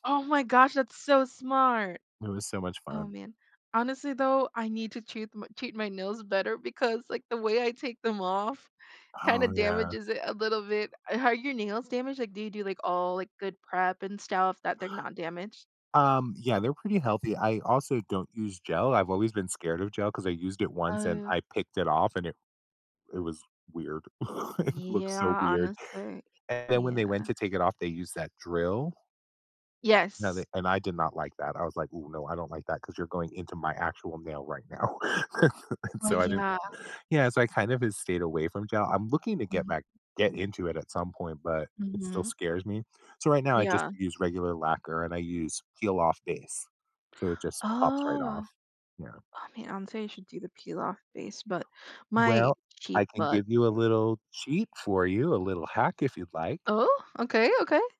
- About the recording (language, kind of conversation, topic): English, unstructured, Should I turn my hobby into paid work or keep it fun?
- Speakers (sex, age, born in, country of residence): female, 20-24, Philippines, United States; male, 50-54, United States, United States
- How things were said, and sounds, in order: laughing while speaking: "Are"; chuckle; drawn out: "Yeah"; chuckle; other background noise; drawn out: "Oh"